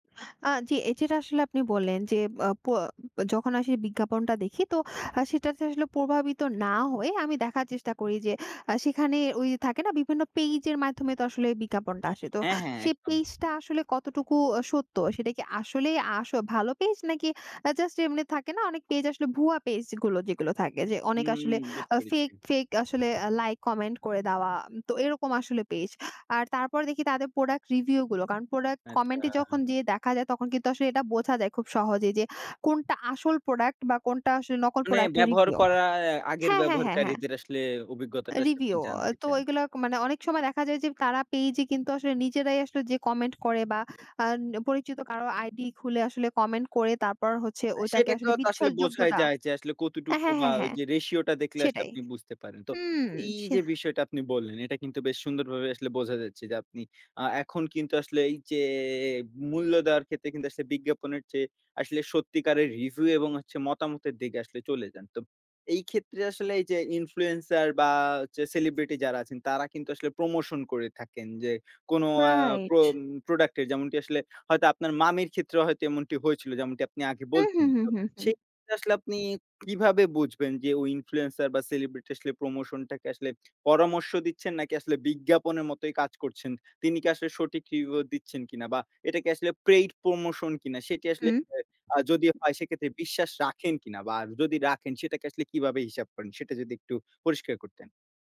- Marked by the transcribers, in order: other background noise; "বিশ্বাসযোগ্যতা" said as "বিশ্বসযোগ্যটা"; drawn out: "যে"; tapping
- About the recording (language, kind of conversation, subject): Bengali, podcast, বিজ্ঞাপন আর সৎ পরামর্শের মধ্যে আপনি কোনটাকে বেশি গুরুত্ব দেন?